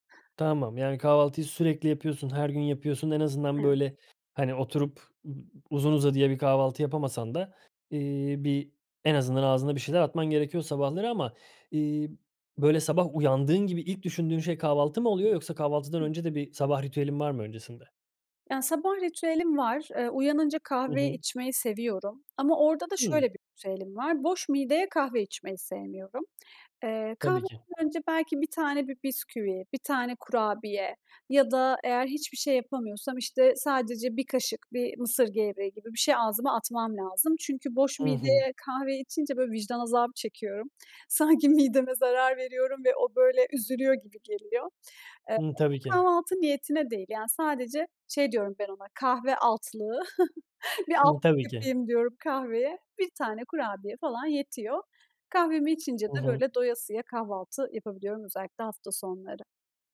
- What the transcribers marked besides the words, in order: tapping; chuckle
- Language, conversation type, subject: Turkish, podcast, Kahvaltı senin için nasıl bir ritüel, anlatır mısın?